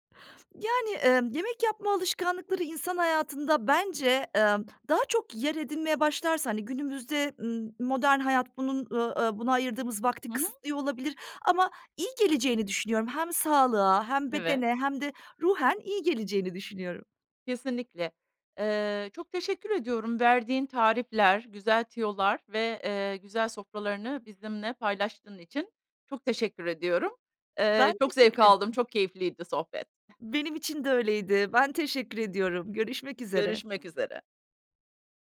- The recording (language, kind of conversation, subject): Turkish, podcast, Yemek yaparken nelere dikkat edersin ve genelde nasıl bir rutinin var?
- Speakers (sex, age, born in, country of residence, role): female, 40-44, Turkey, Germany, guest; female, 50-54, Italy, United States, host
- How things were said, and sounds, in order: other background noise